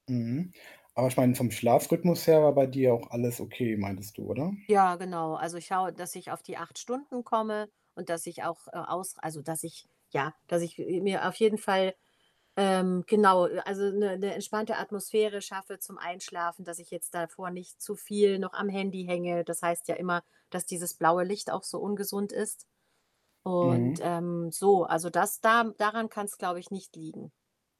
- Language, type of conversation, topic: German, advice, Warum bin ich trotz ausreichendem Nachtschlaf anhaltend müde?
- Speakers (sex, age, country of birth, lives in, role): female, 40-44, Germany, Germany, user; male, 25-29, Germany, Germany, advisor
- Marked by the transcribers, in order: static; other background noise